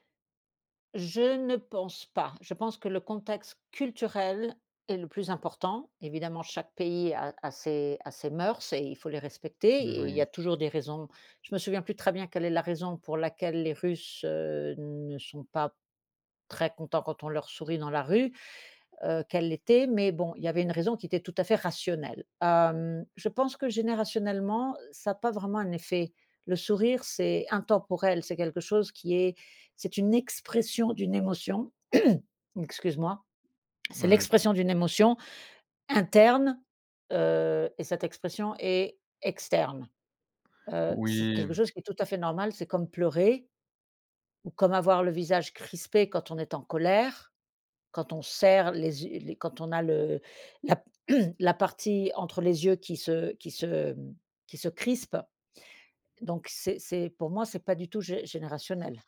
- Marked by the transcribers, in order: throat clearing
- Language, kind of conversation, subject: French, podcast, Comment distinguer un vrai sourire d’un sourire forcé ?